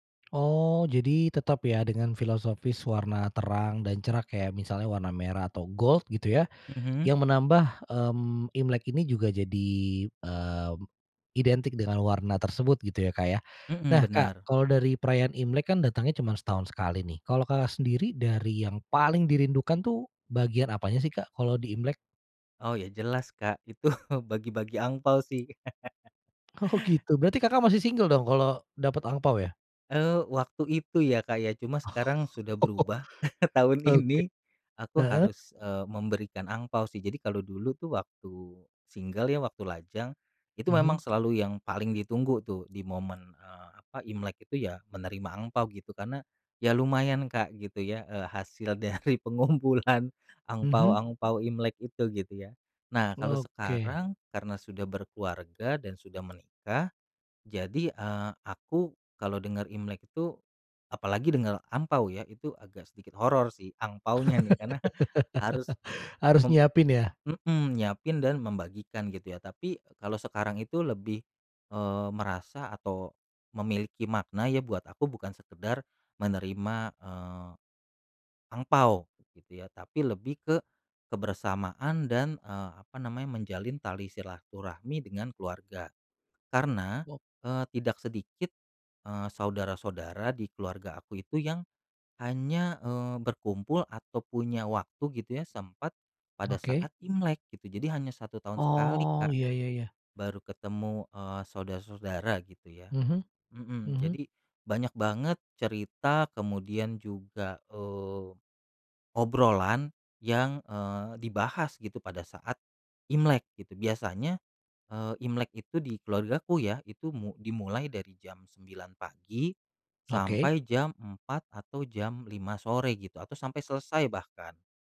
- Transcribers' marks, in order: "cerah" said as "cerak"; in English: "gold"; laughing while speaking: "itu"; laugh; laughing while speaking: "Oh"; laughing while speaking: "Oh"; chuckle; tapping; laughing while speaking: "dari pengumpulan"; laugh; laughing while speaking: "karena"; other background noise
- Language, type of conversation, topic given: Indonesian, podcast, Ceritakan tradisi keluarga apa yang diwariskan dari generasi ke generasi dalam keluargamu?